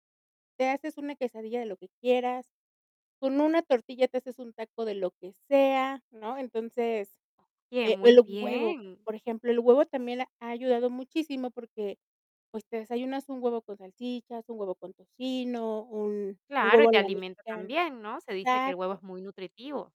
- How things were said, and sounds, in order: distorted speech
- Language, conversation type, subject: Spanish, podcast, ¿Cómo aprendiste a cocinar con poco presupuesto?